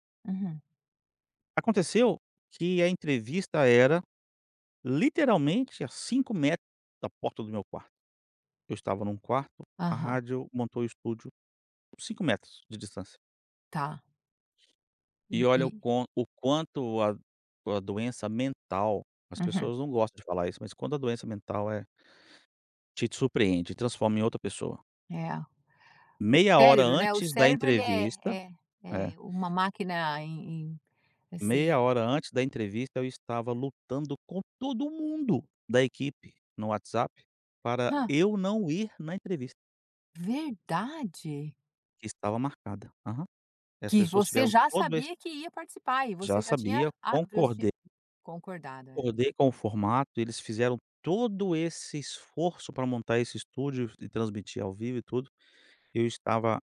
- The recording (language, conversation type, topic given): Portuguese, podcast, Qual foi o maior desafio que enfrentou na sua carreira?
- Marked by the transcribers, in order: unintelligible speech